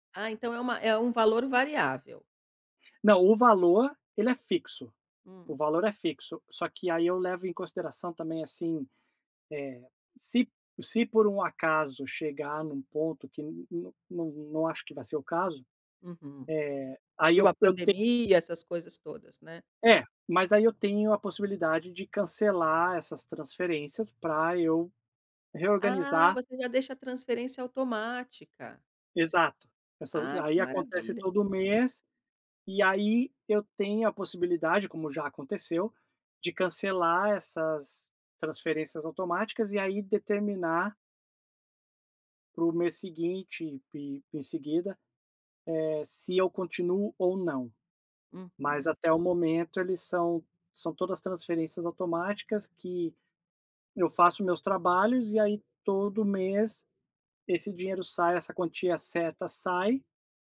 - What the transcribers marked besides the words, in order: none
- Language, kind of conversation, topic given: Portuguese, advice, Como equilibrar o crescimento da minha empresa com a saúde financeira?